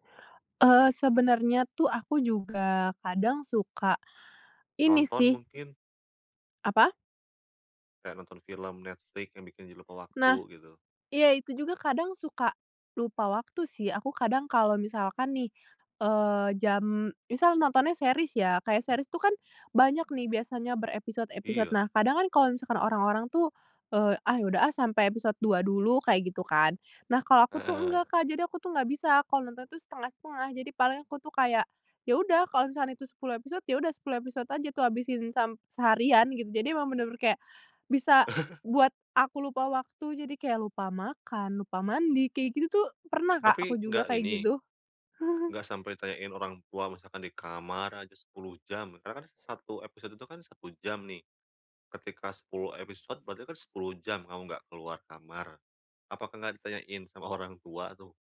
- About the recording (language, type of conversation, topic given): Indonesian, podcast, Apa kegiatan yang selalu bikin kamu lupa waktu?
- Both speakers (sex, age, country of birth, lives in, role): female, 20-24, Indonesia, Indonesia, guest; male, 30-34, Indonesia, Indonesia, host
- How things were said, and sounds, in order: tapping; "jadi" said as "ji"; in English: "series"; in English: "series"; chuckle; chuckle